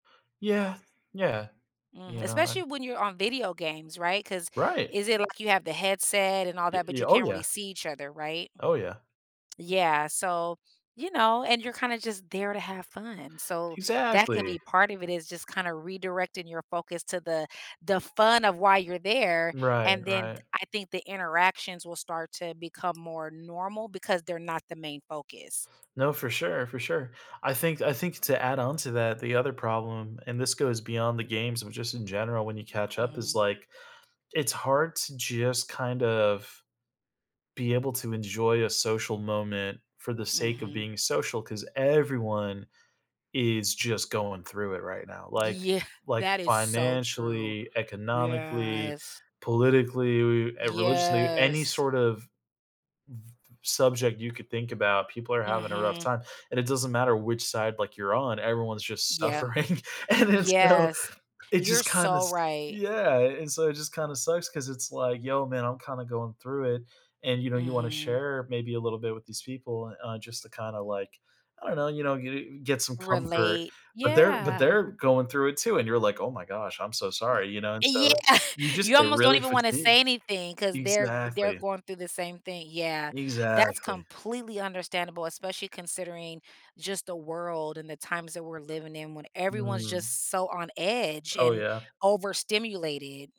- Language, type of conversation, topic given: English, advice, How can I feel less lonely when I'm surrounded by people?
- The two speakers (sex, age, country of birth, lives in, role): female, 45-49, United States, United States, advisor; male, 30-34, United States, United States, user
- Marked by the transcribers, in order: horn; stressed: "everyone"; laughing while speaking: "Yeah"; laughing while speaking: "suffering, and it's so"; chuckle